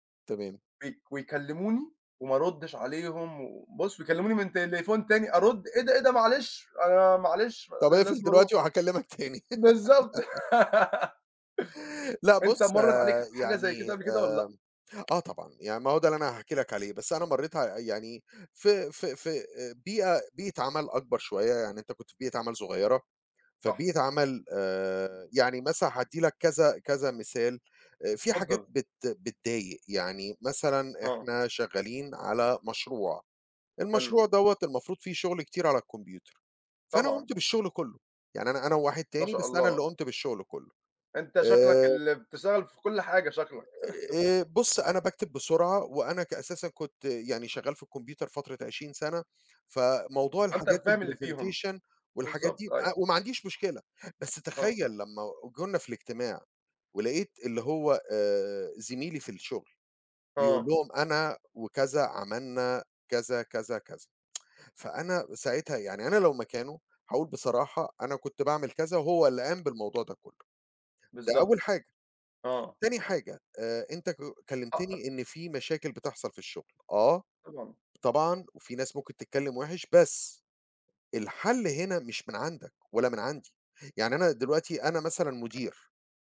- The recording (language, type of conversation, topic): Arabic, unstructured, إيه اللي بيخليك تحس بالسعادة في شغلك؟
- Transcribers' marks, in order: tapping; giggle; laugh; chuckle; other background noise; in English: "الpresentation"; tsk